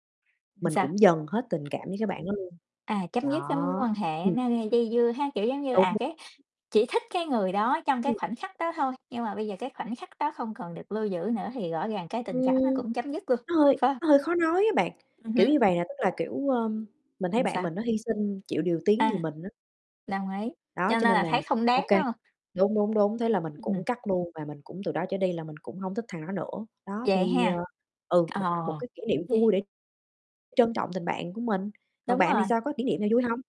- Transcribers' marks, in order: "Làm" said as "ừn"; tapping; static; unintelligible speech; other background noise; distorted speech
- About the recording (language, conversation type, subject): Vietnamese, unstructured, Bạn có kỷ niệm vui nào khi học cùng bạn bè không?